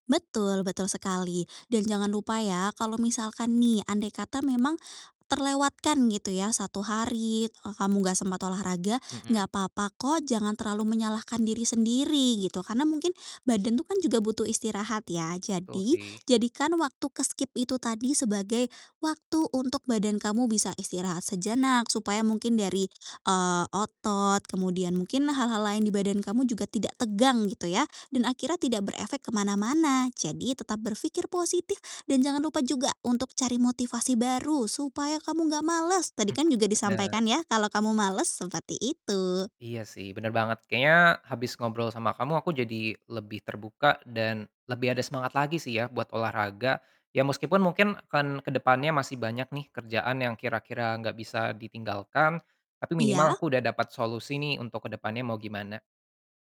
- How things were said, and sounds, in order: distorted speech; stressed: "tegang"
- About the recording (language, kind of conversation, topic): Indonesian, advice, Bagaimana cara mengatasi rasa bersalah saat melewatkan latihan rutin?